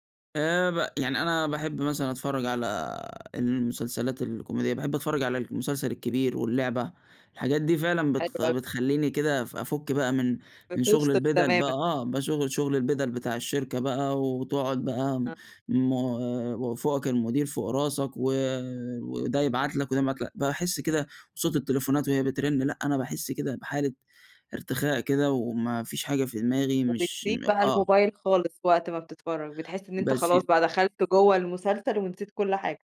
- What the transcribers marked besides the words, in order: unintelligible speech
- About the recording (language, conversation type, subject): Arabic, podcast, إزاي بتوازن بين شغلك ووجودك على السوشيال ميديا؟